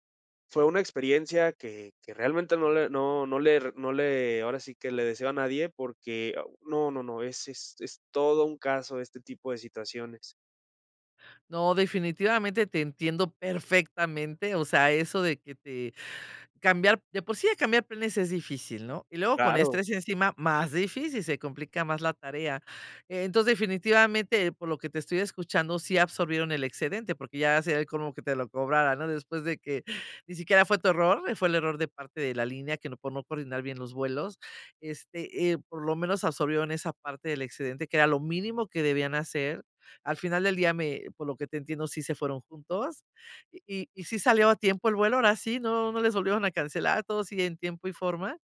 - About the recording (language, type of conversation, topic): Spanish, podcast, ¿Alguna vez te cancelaron un vuelo y cómo lo manejaste?
- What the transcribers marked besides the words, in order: none